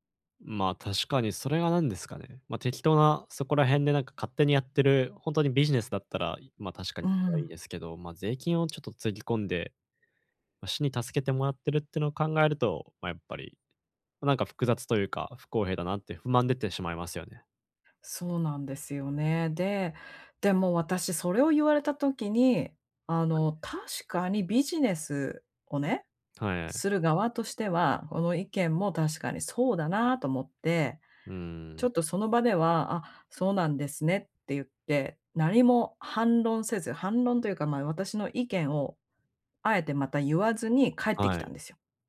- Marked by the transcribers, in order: other noise; other background noise
- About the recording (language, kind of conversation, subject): Japanese, advice, 反論すべきか、それとも手放すべきかをどう判断すればよいですか？